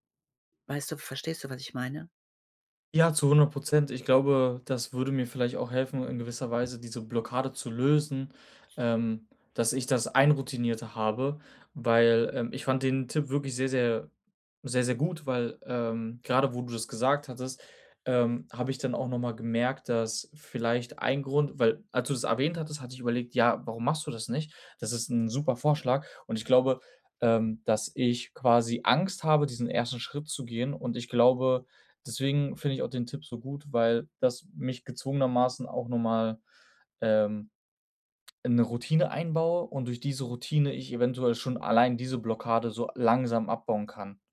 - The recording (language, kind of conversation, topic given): German, advice, Wie kann mir ein Tagebuch beim Reflektieren helfen?
- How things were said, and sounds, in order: other background noise